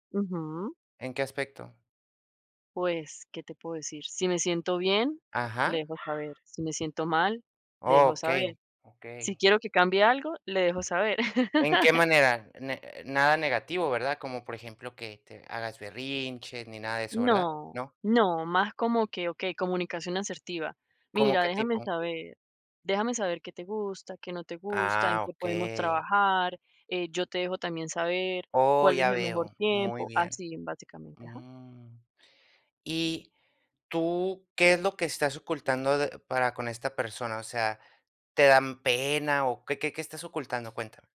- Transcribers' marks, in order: dog barking; chuckle
- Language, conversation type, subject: Spanish, advice, ¿Cómo puedo dejar de ocultar lo que siento para evitar conflictos?